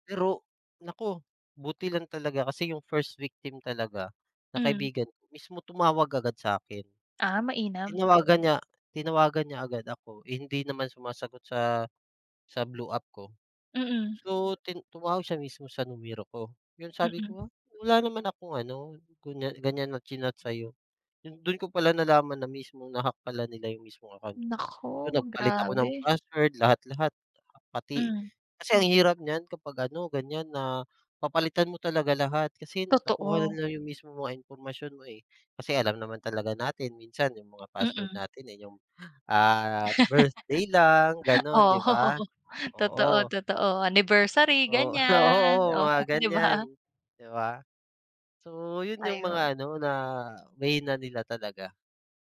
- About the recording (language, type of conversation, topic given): Filipino, unstructured, Paano mo ipaliliwanag ang kahalagahan ng pagiging bihasa sa paggamit ng teknolohiyang pang-impormasyon?
- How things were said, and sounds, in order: laugh; laughing while speaking: "Oo"; other noise